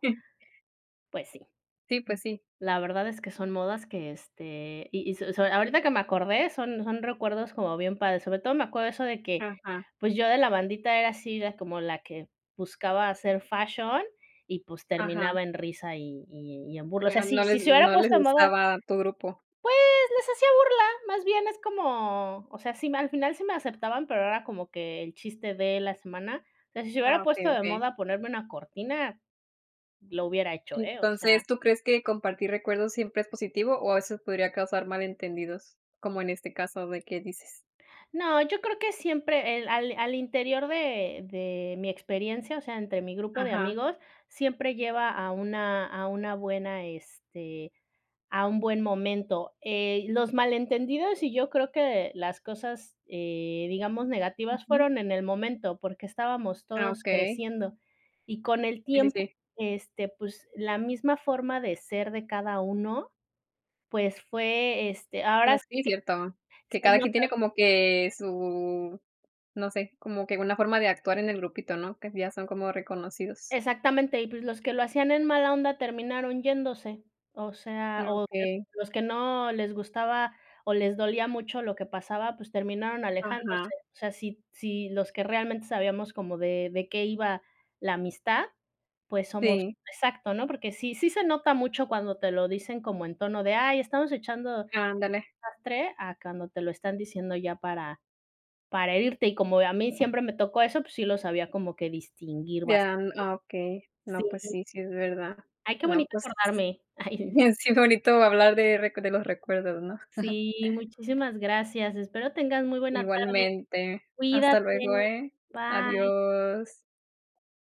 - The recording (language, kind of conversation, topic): Spanish, unstructured, ¿Cómo compartir recuerdos puede fortalecer una amistad?
- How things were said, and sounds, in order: chuckle; tapping; unintelligible speech; unintelligible speech; chuckle; other background noise